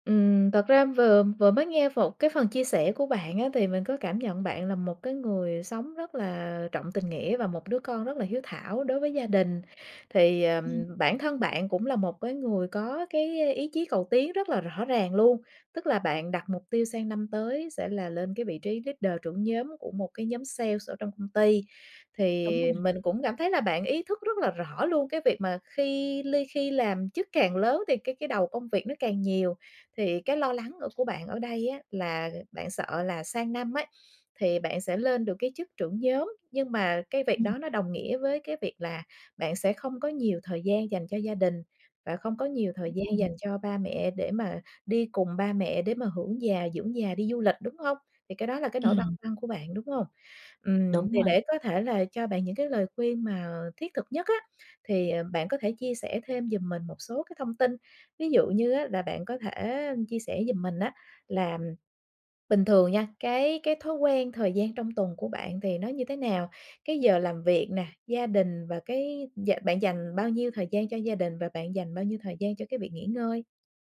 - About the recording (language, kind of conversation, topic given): Vietnamese, advice, Bạn đang gặp khó khăn gì khi cân bằng giữa mục tiêu nghề nghiệp và cuộc sống cá nhân?
- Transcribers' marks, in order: in English: "leader"; other background noise; tapping